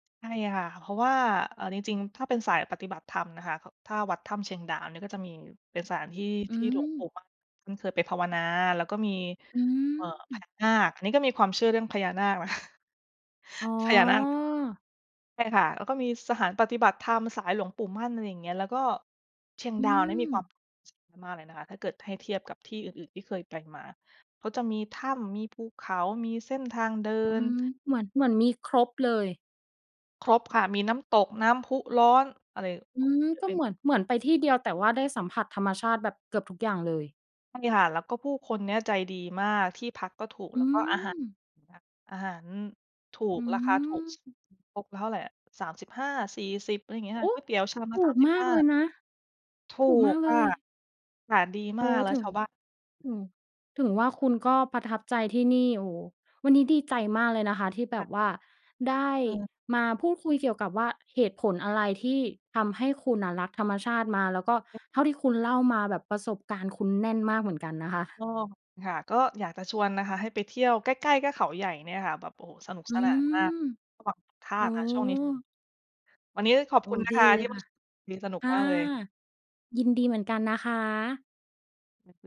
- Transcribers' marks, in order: tapping; laughing while speaking: "นะคะ"; other background noise; unintelligible speech
- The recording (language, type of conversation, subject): Thai, podcast, เล่าเหตุผลที่ทำให้คุณรักธรรมชาติได้ไหม?